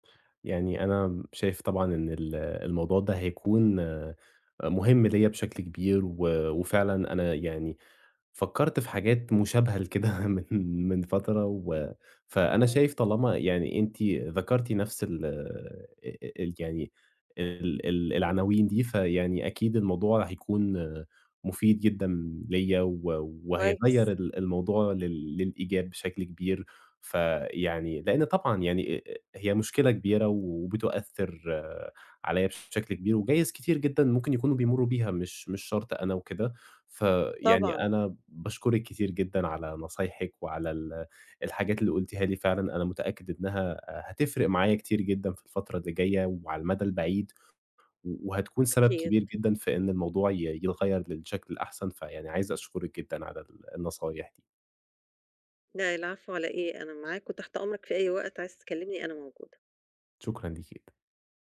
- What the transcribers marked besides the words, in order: laughing while speaking: "لكده"; other background noise
- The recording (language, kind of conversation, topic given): Arabic, advice, إزاي قيلولة النهار بتبوّظ نومك بالليل؟